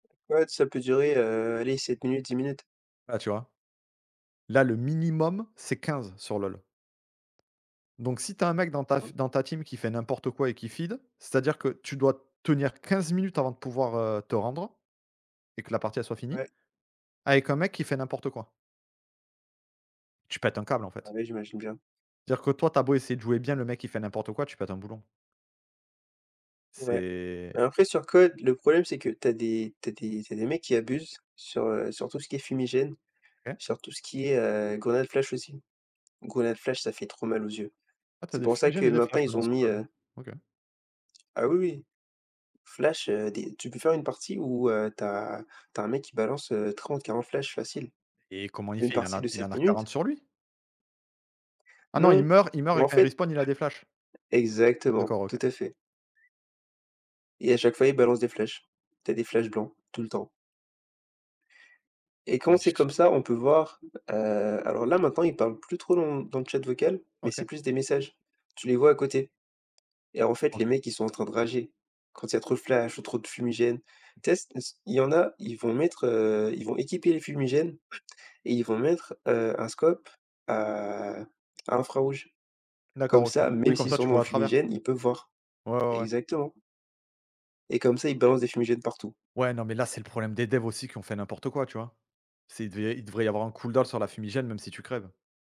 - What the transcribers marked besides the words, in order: stressed: "minimum"; in English: "team"; in English: "feed"; drawn out: "C'est"; in English: "respawn"; other background noise; in English: "scope"; drawn out: "à"; in English: "cooldown"
- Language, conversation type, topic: French, unstructured, Quelle est votre expérience avec les jeux vidéo en ligne ?